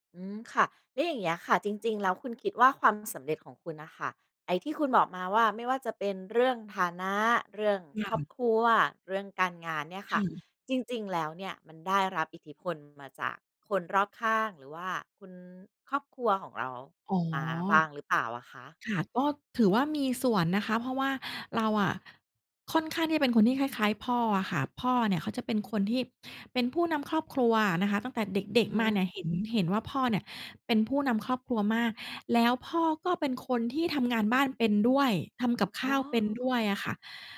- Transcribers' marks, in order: none
- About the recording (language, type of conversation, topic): Thai, podcast, คุณวัดความสำเร็จในชีวิตยังไงบ้าง?